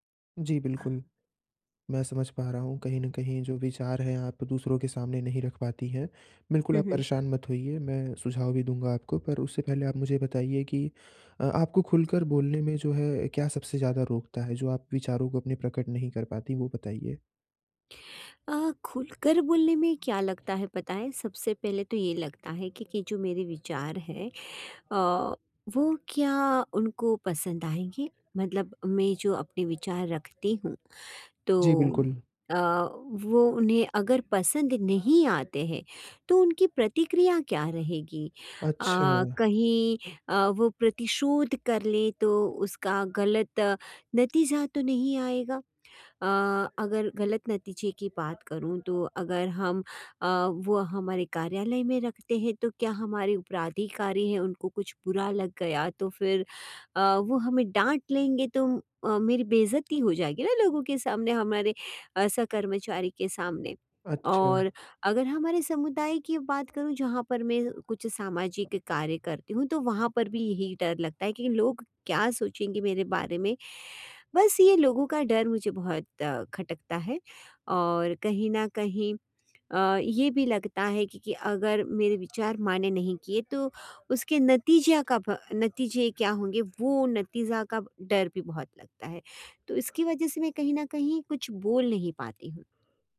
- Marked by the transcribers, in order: other background noise; other noise
- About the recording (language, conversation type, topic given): Hindi, advice, हम अपने विचार खुलकर कैसे साझा कर सकते हैं?